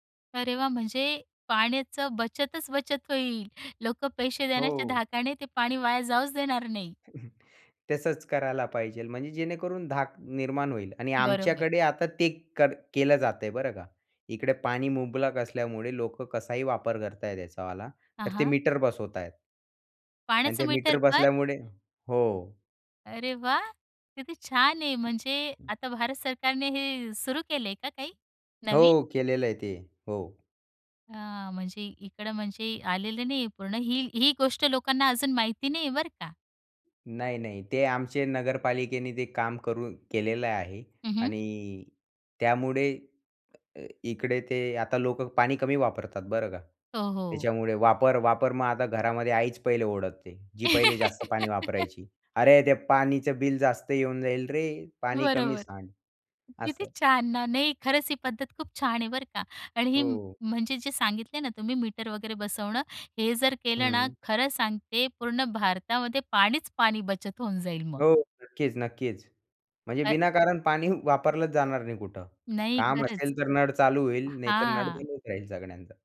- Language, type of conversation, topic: Marathi, podcast, घरात पाण्याची बचत प्रभावीपणे कशी करता येईल, आणि त्याबाबत तुमचा अनुभव काय आहे?
- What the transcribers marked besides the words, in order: chuckle; in English: "मीटरपण?"; in English: "मीटर"; other background noise; laugh; laughing while speaking: "बरोबर. किती छान ना!"; in English: "मीटर"; drawn out: "हां"